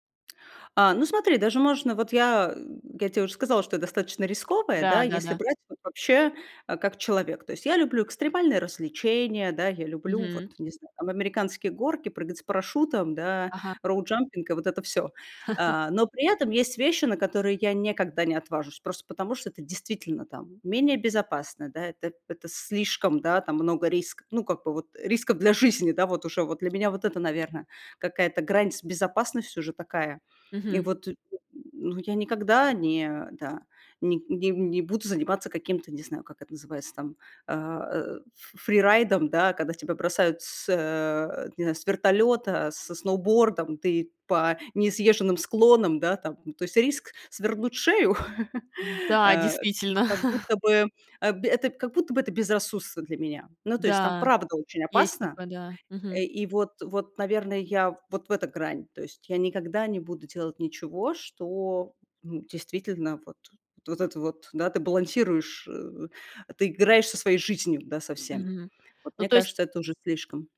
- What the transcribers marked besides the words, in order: chuckle; chuckle
- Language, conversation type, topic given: Russian, podcast, Как ты отличаешь риск от безрассудства?